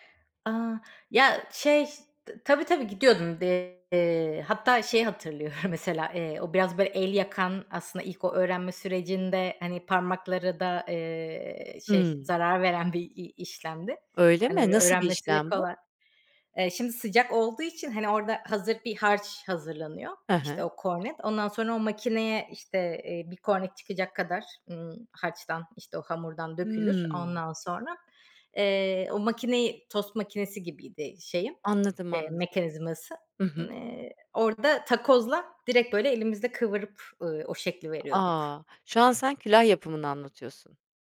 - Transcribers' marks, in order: other background noise
- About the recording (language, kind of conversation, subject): Turkish, podcast, Seni çocukluğuna anında götüren koku hangisi?